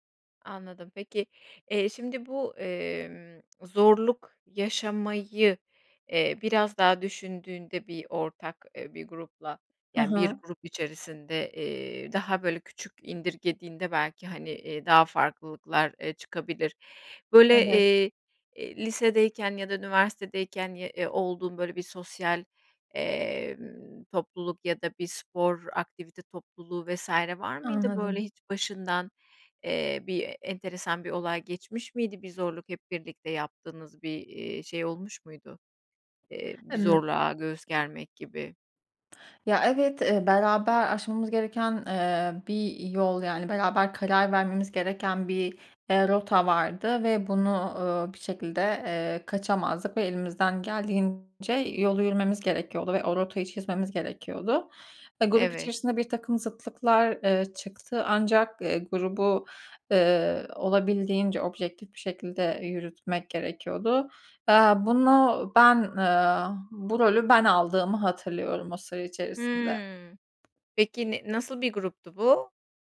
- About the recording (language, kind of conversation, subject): Turkish, podcast, Bir grup içinde ortak zorluklar yaşamak neyi değiştirir?
- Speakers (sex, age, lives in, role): female, 25-29, Hungary, guest; female, 40-44, Spain, host
- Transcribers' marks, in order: other background noise; other street noise; drawn out: "Hı"